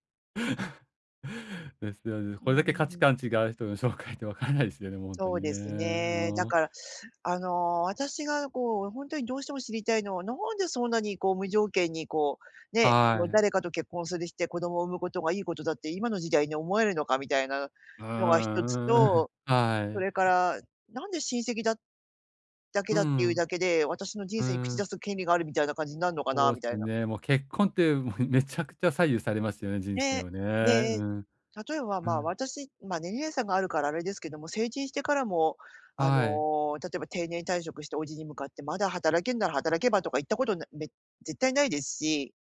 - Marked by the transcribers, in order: laugh; laughing while speaking: "紹介ってわからないですよね"; chuckle; tapping; chuckle
- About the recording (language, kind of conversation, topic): Japanese, advice, 周囲からの圧力にどう対処して、自分を守るための境界線をどう引けばよいですか？